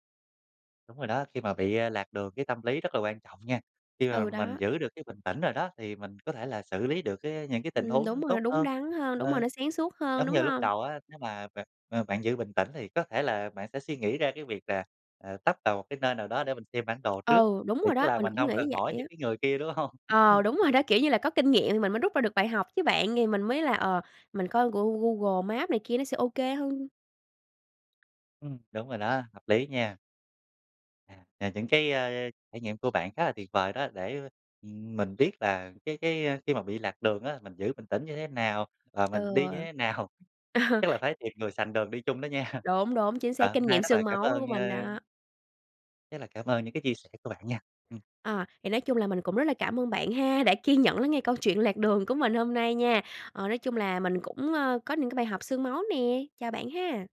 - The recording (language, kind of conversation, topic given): Vietnamese, podcast, Bạn có thể kể về một lần bạn bị lạc đường và đã xử lý như thế nào không?
- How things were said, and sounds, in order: other background noise; tapping; laughing while speaking: "đó"; laughing while speaking: "đúng hông?"; chuckle; laughing while speaking: "Ờ"; laughing while speaking: "nào?"; laughing while speaking: "nha"; laughing while speaking: "kiên nhẫn"